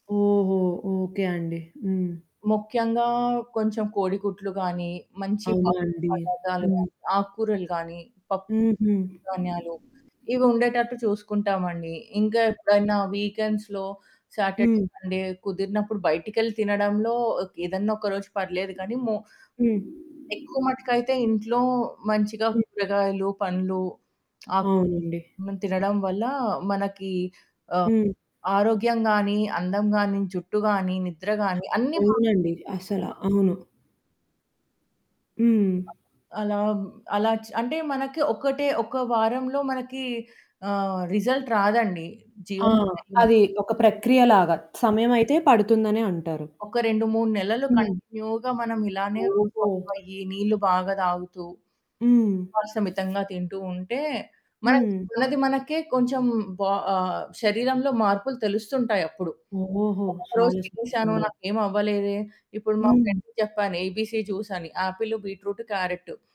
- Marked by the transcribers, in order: static; distorted speech; other background noise; in English: "వీక్‌ఎండ్స్‌లో సాటర్డే, సండే"; in English: "రిజల్ట్"; in English: "కంటిన్యూగా"; unintelligible speech; in English: "ఫ్రెండ్‌కి"; in English: "ఏబీసీ జూస్"
- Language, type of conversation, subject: Telugu, podcast, మంచి నిద్ర రావడానికి మీరు ఏ అలవాట్లు పాటిస్తారు?